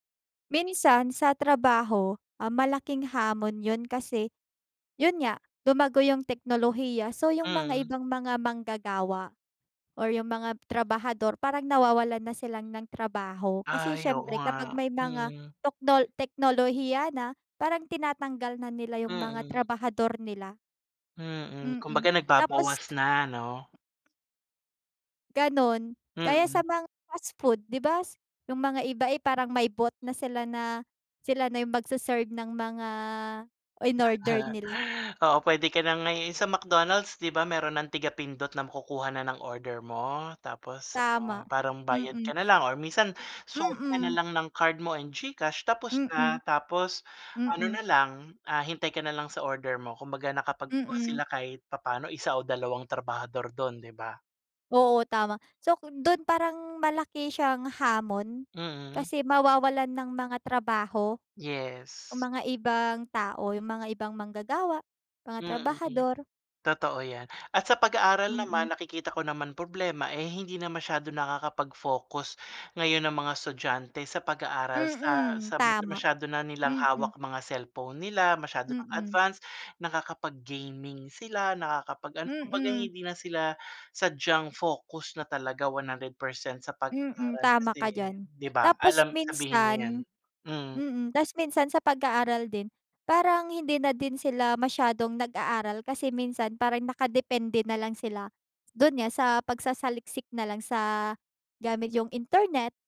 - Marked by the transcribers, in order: background speech; other background noise; tapping; drawn out: "mga"; dog barking; chuckle
- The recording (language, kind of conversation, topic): Filipino, unstructured, Paano nakakaapekto ang teknolohiya sa iyong trabaho o pag-aaral?